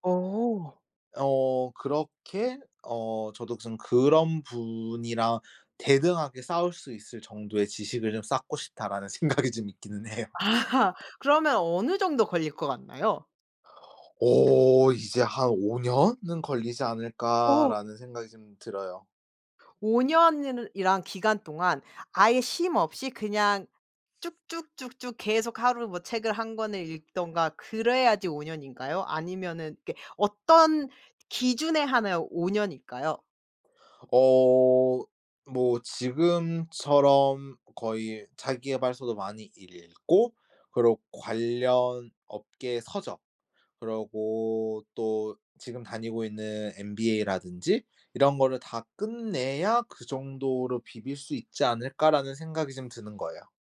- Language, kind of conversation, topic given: Korean, podcast, 직업을 바꾸게 된 계기는 무엇이었나요?
- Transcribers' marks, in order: laughing while speaking: "생각이 좀 있기는 해요"; laughing while speaking: "아"; tapping